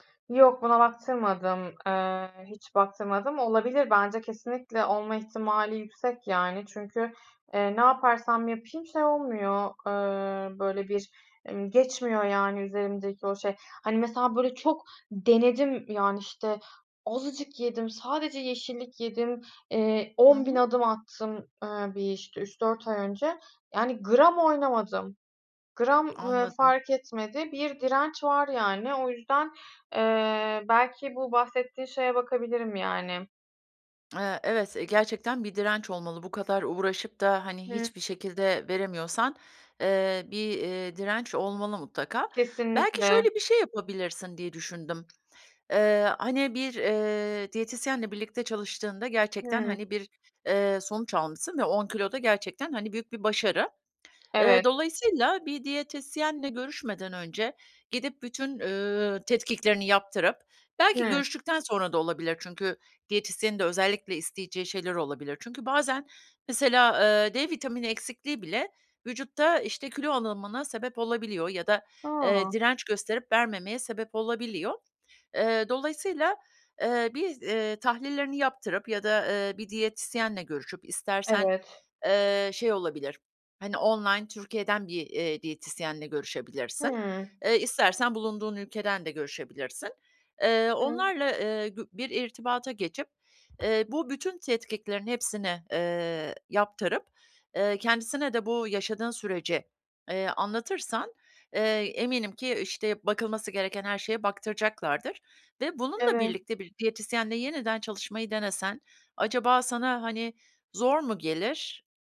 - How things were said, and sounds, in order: lip smack; other background noise
- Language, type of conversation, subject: Turkish, advice, Kilo verme çabalarımda neden uzun süredir ilerleme göremiyorum?